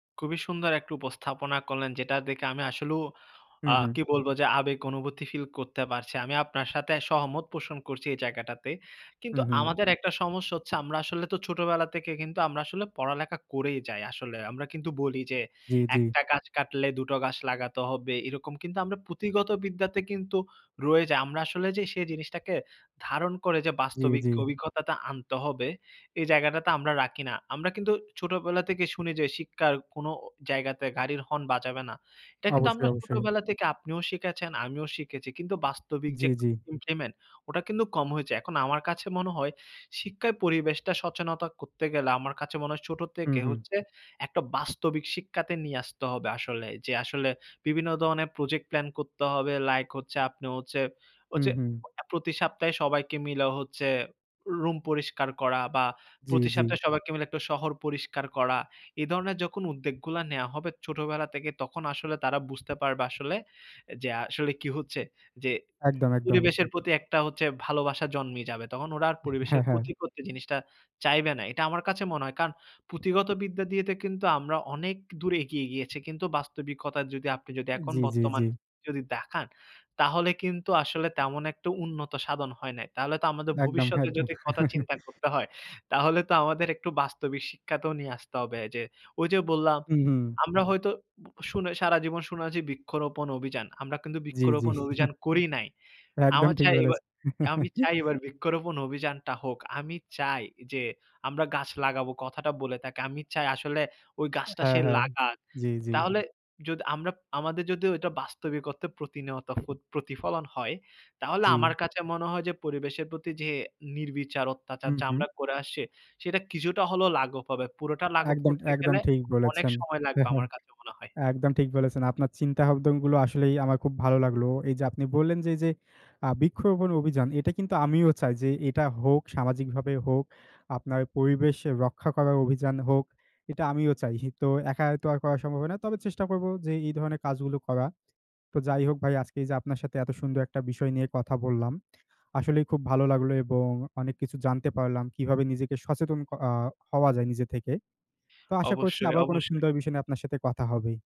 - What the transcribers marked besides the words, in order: other background noise; laugh; chuckle; chuckle; tapping
- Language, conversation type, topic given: Bengali, unstructured, পরিবেশের প্রতি অবহেলা করলে ভবিষ্যতে কী কী পরিণতি হতে পারে?